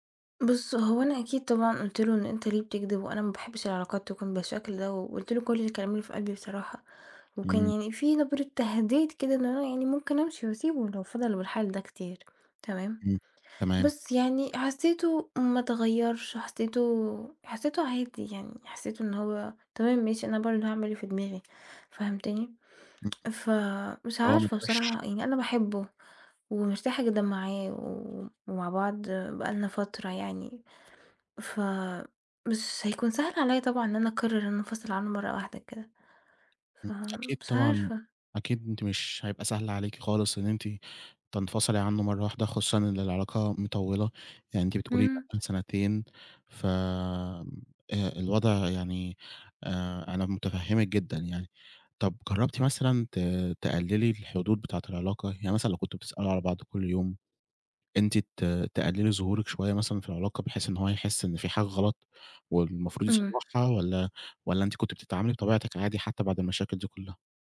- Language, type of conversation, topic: Arabic, advice, إزاي أقرر أسيب ولا أكمل في علاقة بتأذيني؟
- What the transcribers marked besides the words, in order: tapping; unintelligible speech